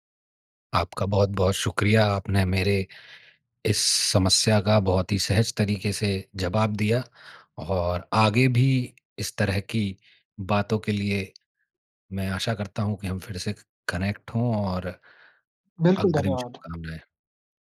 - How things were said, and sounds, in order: in English: "कनेक्ट"
- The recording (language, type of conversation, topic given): Hindi, advice, मैं अपने साथी को रचनात्मक प्रतिक्रिया सहज और मददगार तरीके से कैसे दे सकता/सकती हूँ?